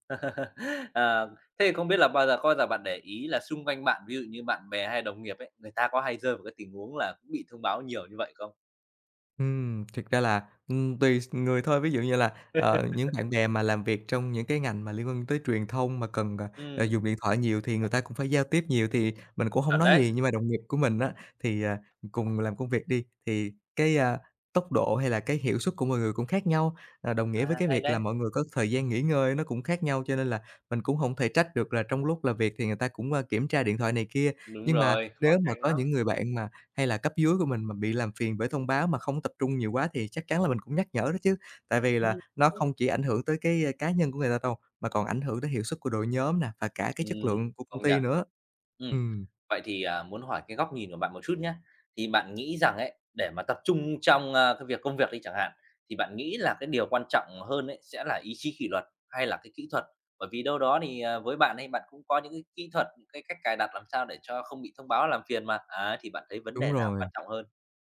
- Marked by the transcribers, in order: laugh; tapping; laugh; other background noise; unintelligible speech
- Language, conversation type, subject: Vietnamese, podcast, Bạn có mẹo nào để giữ tập trung khi liên tục nhận thông báo không?